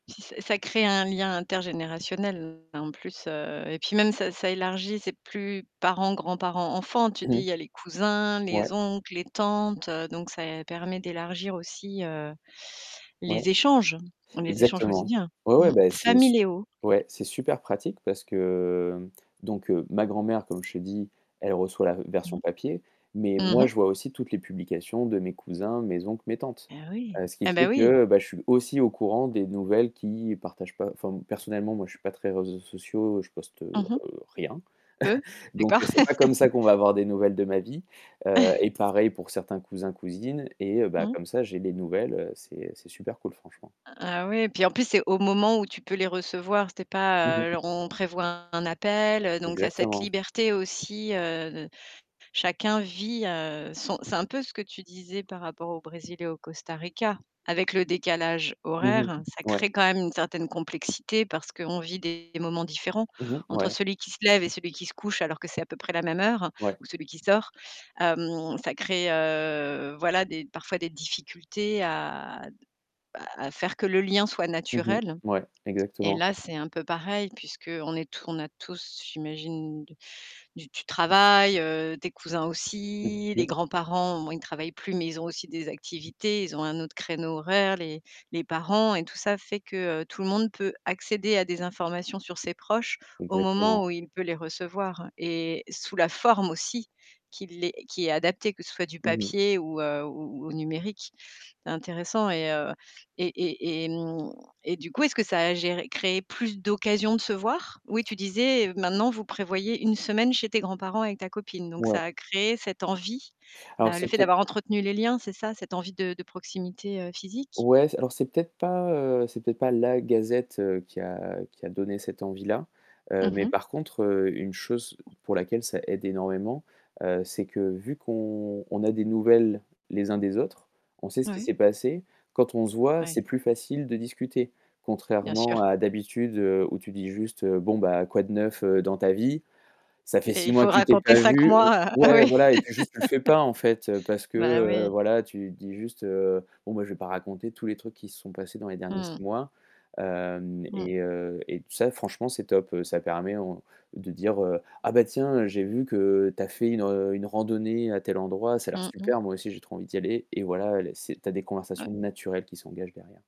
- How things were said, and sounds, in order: distorted speech; static; other background noise; chuckle; tapping; laugh; stressed: "accéder"; stressed: "forme aussi"; stressed: "plus"; stressed: "la"; laughing while speaking: "ah oui"; laugh; stressed: "naturelles"
- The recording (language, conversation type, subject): French, podcast, Comment entretenir les liens familiaux lorsqu’on vit loin de sa famille ?